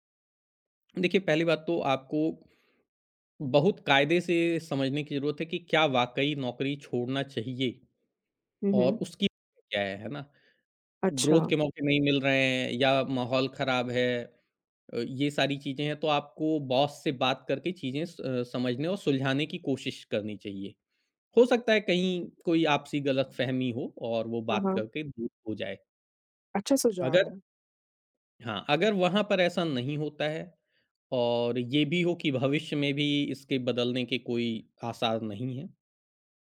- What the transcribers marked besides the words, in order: unintelligible speech; in English: "ग्रोथ"; tapping; in English: "बॉस"
- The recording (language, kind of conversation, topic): Hindi, podcast, नौकरी छोड़ने का सही समय आप कैसे पहचानते हैं?